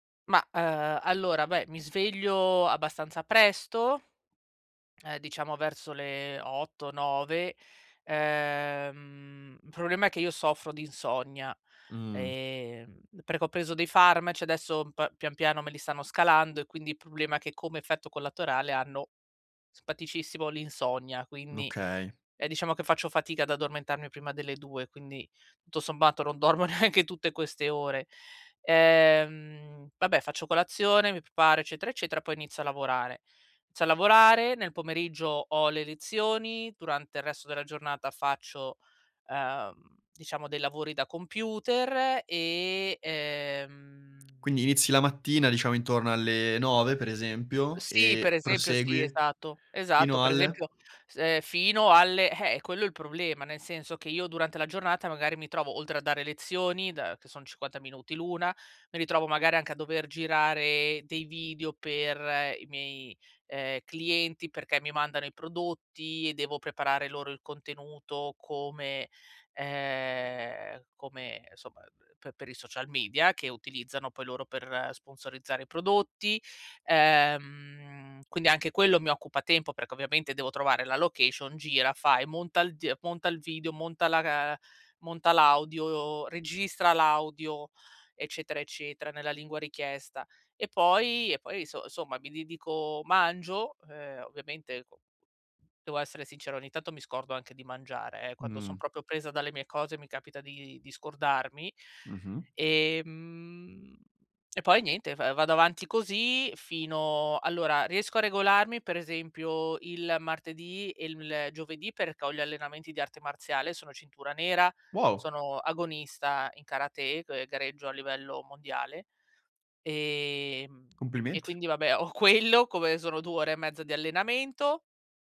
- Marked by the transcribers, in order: tapping; laughing while speaking: "neanche"; "Inizio" said as "zo"; tongue click; in English: "location"; "proprio" said as "propio"; laughing while speaking: "quello"
- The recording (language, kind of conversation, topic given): Italian, advice, Come posso bilanciare la mia ambizione con il benessere quotidiano senza esaurirmi?